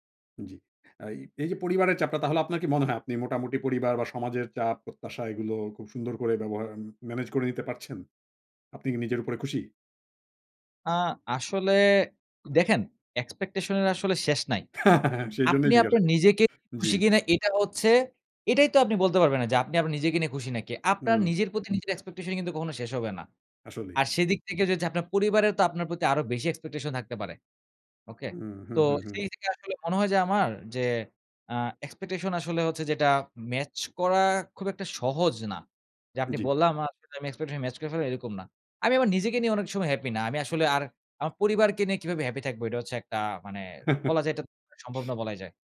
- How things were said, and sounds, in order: in English: "expectation"; chuckle; laughing while speaking: "সেইজন্যই জিজ্ঞাসা করছি। জি"; in English: "expectation"; in English: "expectation"; in English: "expectation"; in English: "expectation"; chuckle
- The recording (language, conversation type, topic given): Bengali, podcast, পরিবার বা সমাজের চাপের মধ্যেও কীভাবে আপনি নিজের সিদ্ধান্তে অটল থাকেন?